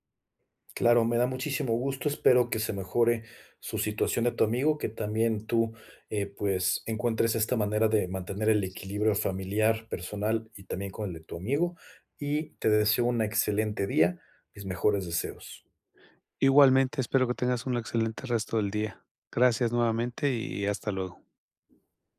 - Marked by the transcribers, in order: tapping; other background noise; other noise
- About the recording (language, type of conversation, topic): Spanish, advice, ¿Cómo puedo equilibrar el apoyo a los demás con mis necesidades personales?